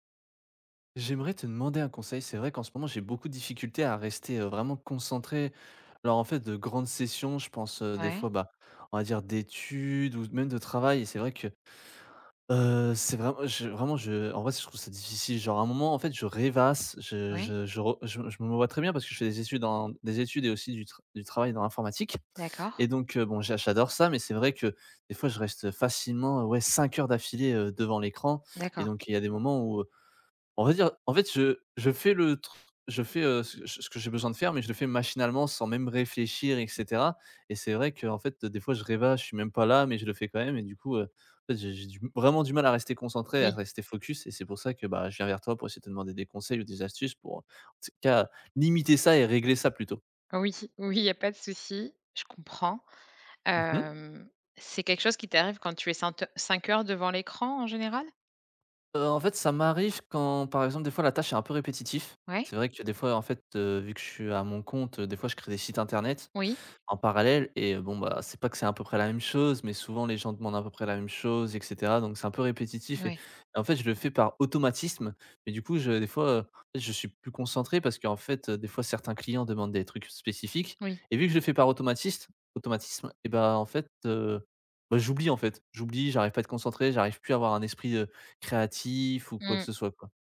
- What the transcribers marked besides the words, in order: tapping; "tout" said as "tss"; laughing while speaking: "oui"; other background noise; "automatisme-" said as "automatiste"
- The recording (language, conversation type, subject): French, advice, Comment puis-je rester concentré pendant de longues sessions, même sans distractions ?